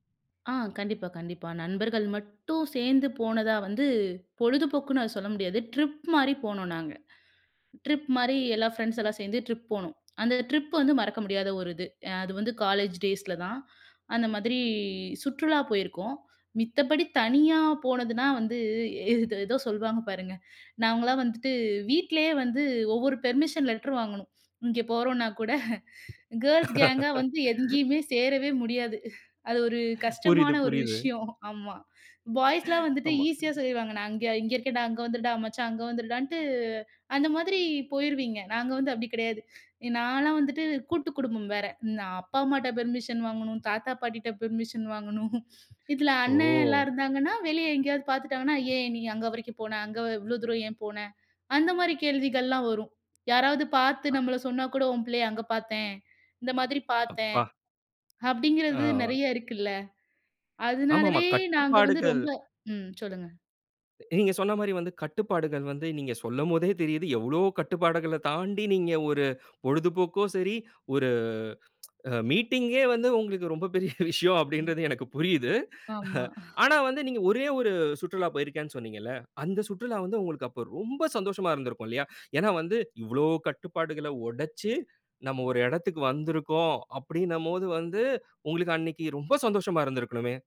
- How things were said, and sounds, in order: in English: "ட்ரிப்"; in English: "ட்ரிப்"; in English: "ட்ரிப்"; in English: "ட்ரிப்"; in English: "டேய்ஸ்ல"; drawn out: "மாதிரி"; drawn out: "வந்து"; chuckle; in English: "பெர்மிஷன்"; laugh; chuckle; in English: "கேர்ல்ஸ் கேங்கா"; laughing while speaking: "சேரவே முடியாது. அது ஒரு கஷ்டமான ஒரு விஷயம். ஆமா"; laughing while speaking: "புரியுது புரியுது"; chuckle; other noise; in English: "பெர்மிஷன்"; in English: "பெர்மிஷன்"; chuckle; tsk; laughing while speaking: "ரொம்ப பெரிய விஷயம். அப்படின்றது எனக்கு புரியுது"; chuckle
- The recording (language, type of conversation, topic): Tamil, podcast, நண்பர்களுடன் சேர்ந்து செய்யும் பொழுதுபோக்குகளில் உங்களுக்கு மிகவும் பிடித்தது எது?